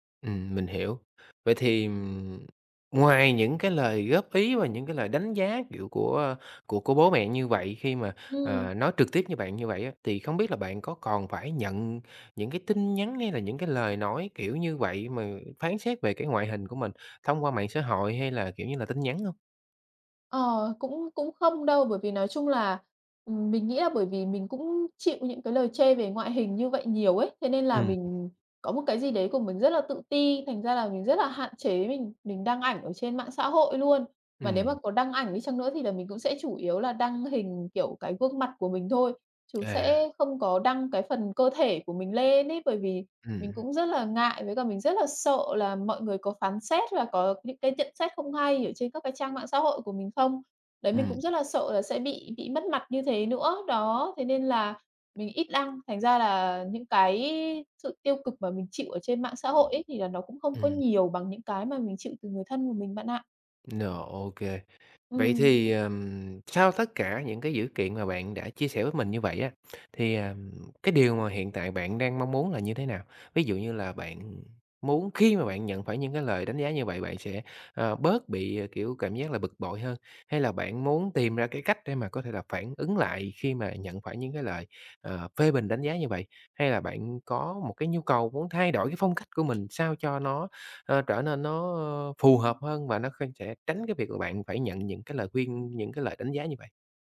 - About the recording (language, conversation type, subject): Vietnamese, advice, Làm sao để bớt khó chịu khi bị chê về ngoại hình hoặc phong cách?
- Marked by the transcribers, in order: tapping; other background noise